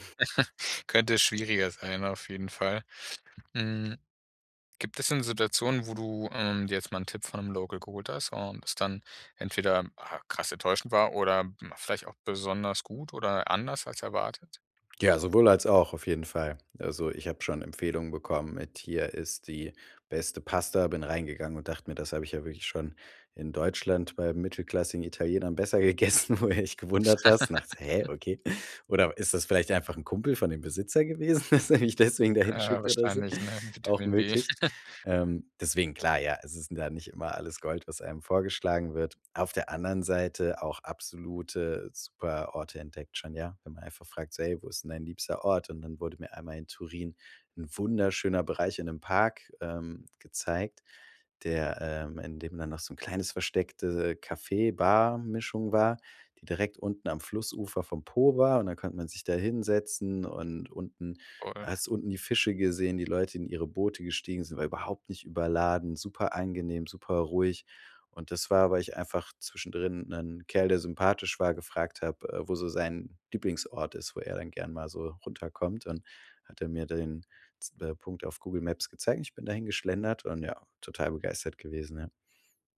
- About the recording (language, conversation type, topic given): German, podcast, Wie findest du versteckte Ecken in fremden Städten?
- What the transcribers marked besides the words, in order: chuckle; laughing while speaking: "besser gegessen. Wo du dich"; giggle; laughing while speaking: "dass er mich deswegen da hinschickt oder so"; chuckle